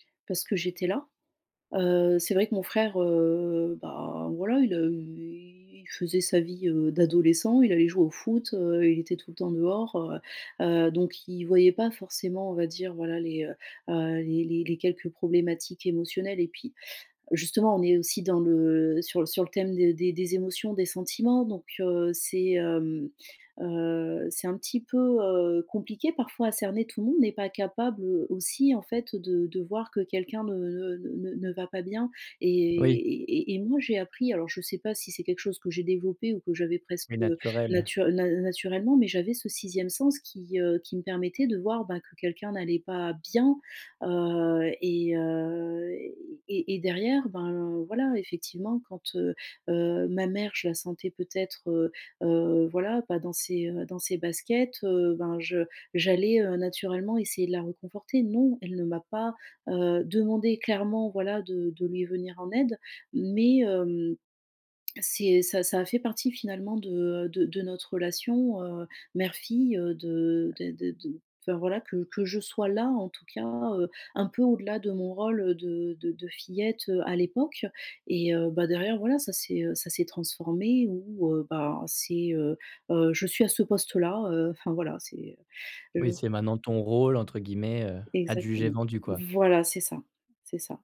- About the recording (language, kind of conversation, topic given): French, advice, Comment communiquer mes besoins émotionnels à ma famille ?
- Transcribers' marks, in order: tapping; stressed: "bien"; drawn out: "heu"; "réconforter" said as "reconforter"; stressed: "Voilà"